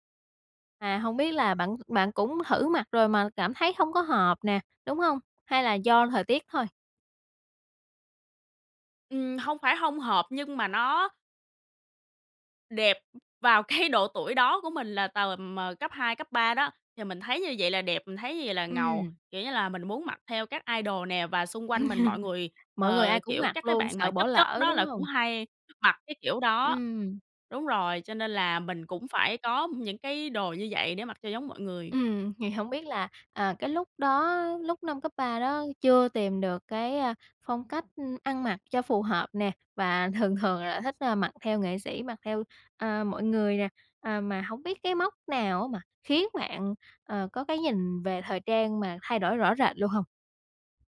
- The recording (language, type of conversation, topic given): Vietnamese, podcast, Phong cách ăn mặc của bạn đã thay đổi như thế nào từ hồi nhỏ đến bây giờ?
- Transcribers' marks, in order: tapping; other noise; laughing while speaking: "cái"; in English: "idol"; laugh; other background noise